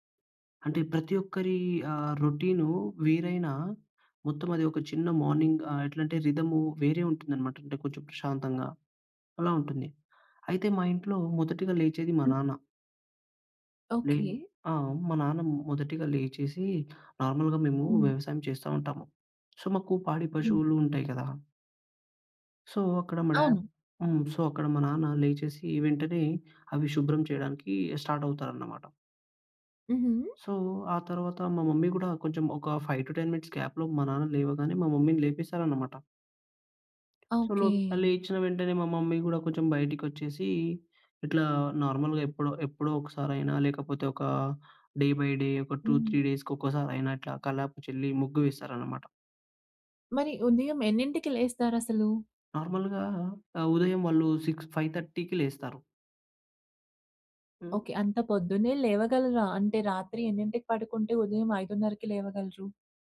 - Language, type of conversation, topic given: Telugu, podcast, మీ కుటుంబం ఉదయం ఎలా సిద్ధమవుతుంది?
- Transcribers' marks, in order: in English: "మార్నింగ్"; in English: "నార్మల్‌గా"; in English: "సో"; in English: "సో"; in English: "సో"; in English: "స్టార్ట్"; in English: "సో"; in English: "మమ్మీ"; in English: "ఫైవ్ టు టెన్ మినిట్స్ గ్యాప్‌లో"; in English: "మమ్మీ‌ని"; other background noise; in English: "సో"; in English: "డే బై డే"; in English: "టూ త్రీ డేస్‌కి"; in English: "సిక్స్ ఫైవ్ థర్టీకి"; other noise